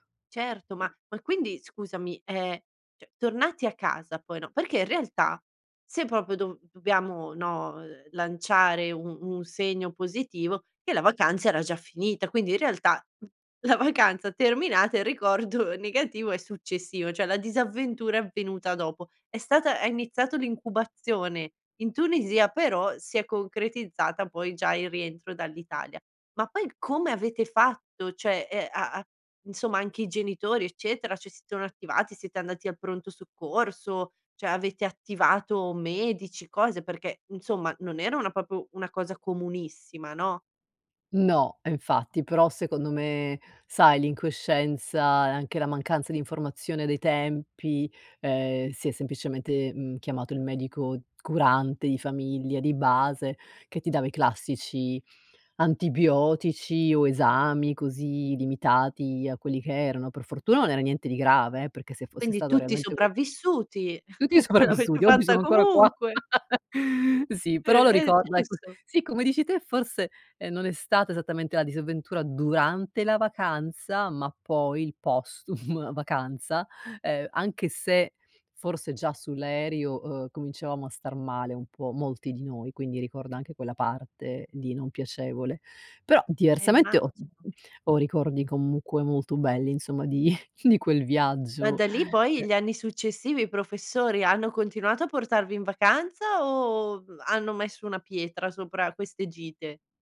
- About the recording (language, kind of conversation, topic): Italian, podcast, Qual è stata la tua peggiore disavventura in vacanza?
- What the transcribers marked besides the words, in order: "cioè" said as "ceh"; "proprio" said as "propio"; laughing while speaking: "la vacanza terminata"; "proprio" said as "propio"; chuckle; chuckle; laughing while speaking: "postum"; "sull'aereo" said as "aerio"; laughing while speaking: "di"